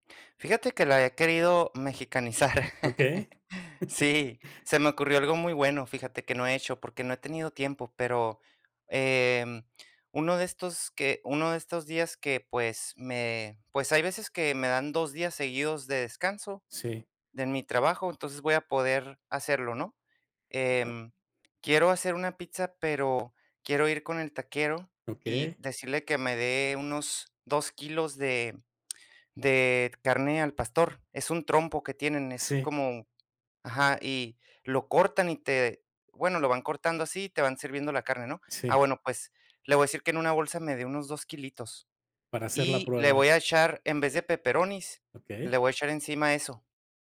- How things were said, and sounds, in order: chuckle; other noise; tapping
- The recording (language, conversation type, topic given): Spanish, podcast, ¿Qué tradiciones culinarias te gusta compartir con otras personas?